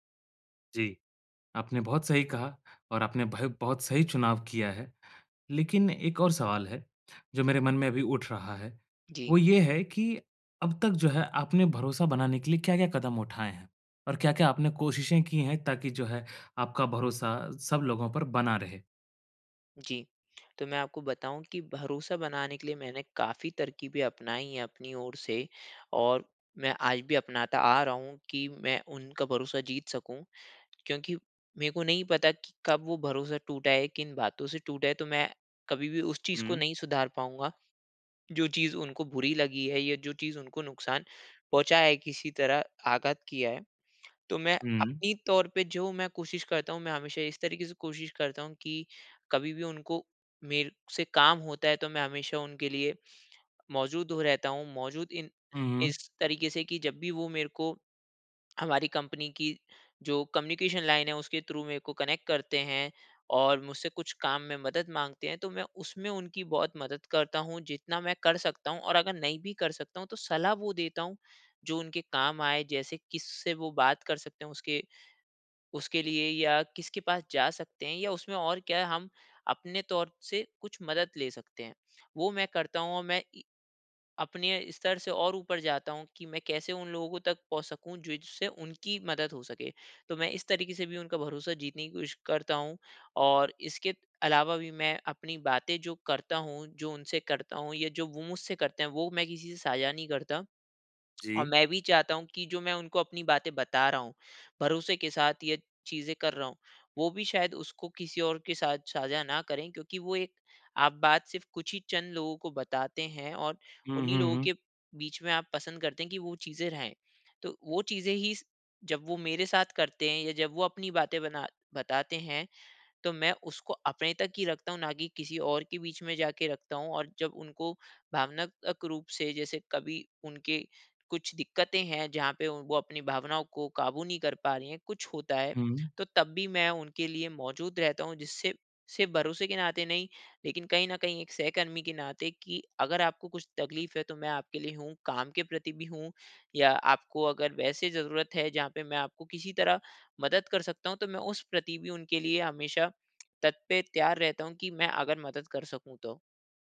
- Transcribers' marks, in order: in English: "कंपनी"; in English: "कम्युनिकेशन लाइन"; in English: "थ्रू"; in English: "कनेक्ट"
- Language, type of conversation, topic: Hindi, advice, सहकर्मियों और निवेशकों का भरोसा और समर्थन कैसे हासिल करूँ?